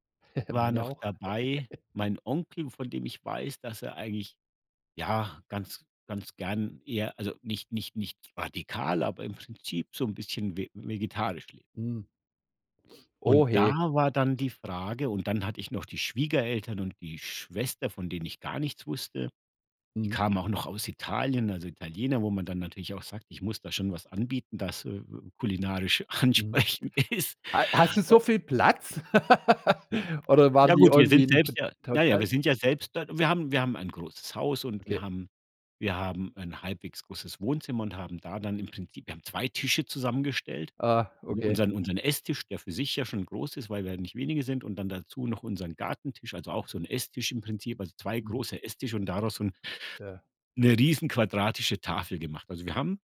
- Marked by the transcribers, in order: chuckle; giggle; other background noise; laughing while speaking: "ansprechend ist"; laugh
- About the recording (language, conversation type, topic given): German, podcast, Wie gehst du mit Allergien und Vorlieben bei Gruppenessen um?